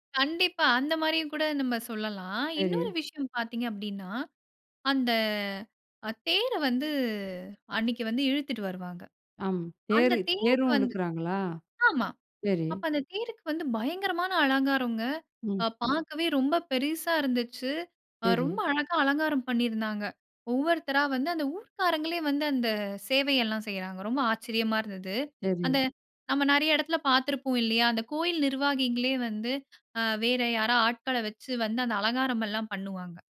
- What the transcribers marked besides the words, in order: none
- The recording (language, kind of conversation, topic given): Tamil, podcast, நீங்கள் கலந்து கொண்ட ஒரு திருவிழாவை விவரிக்க முடியுமா?